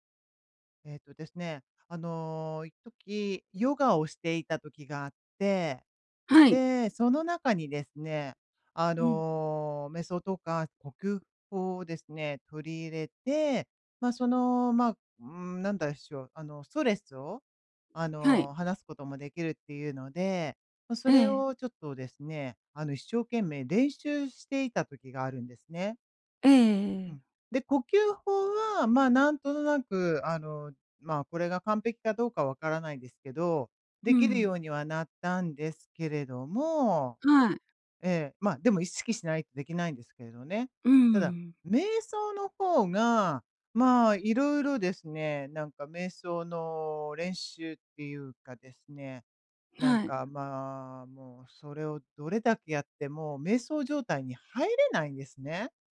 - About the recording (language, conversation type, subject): Japanese, advice, 瞑想や呼吸法を続けられず、挫折感があるのですが、どうすれば続けられますか？
- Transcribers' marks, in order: none